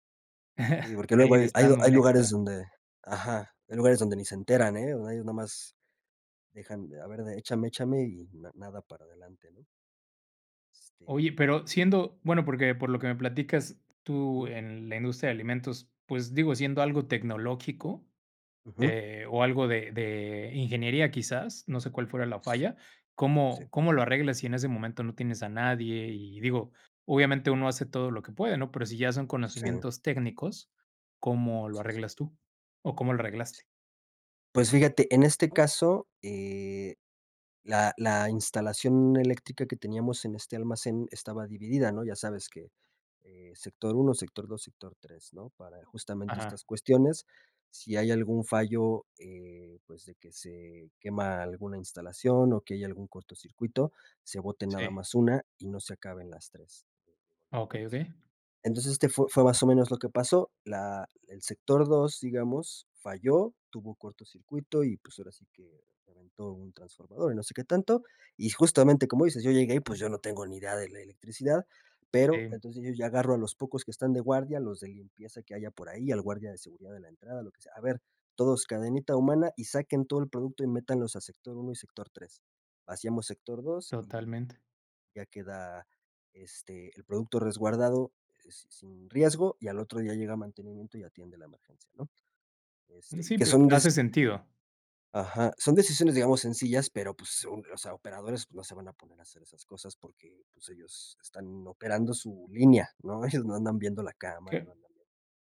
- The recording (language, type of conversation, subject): Spanish, podcast, ¿Cómo priorizas tu tiempo entre el trabajo y la familia?
- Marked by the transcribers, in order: other background noise